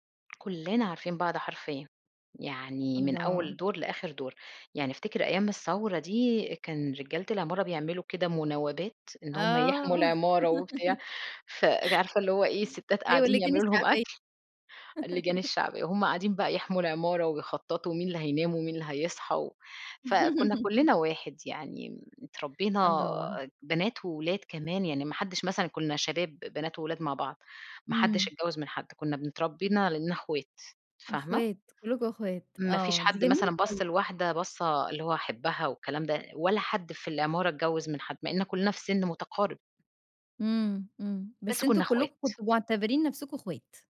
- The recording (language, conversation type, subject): Arabic, podcast, إزاي تقاليدكم اتغيّرت مع الزمن؟
- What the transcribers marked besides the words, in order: giggle; other background noise; giggle; laugh